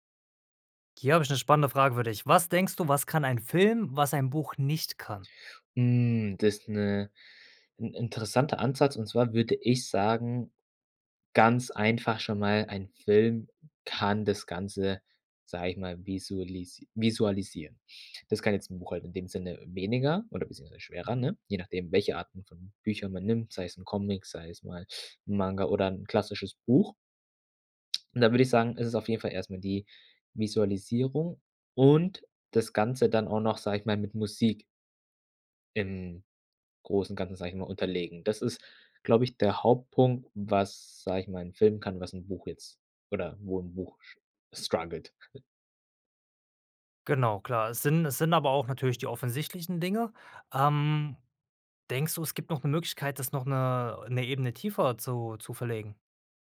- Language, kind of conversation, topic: German, podcast, Was kann ein Film, was ein Buch nicht kann?
- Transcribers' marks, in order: other background noise; stressed: "und"; in English: "struggelt"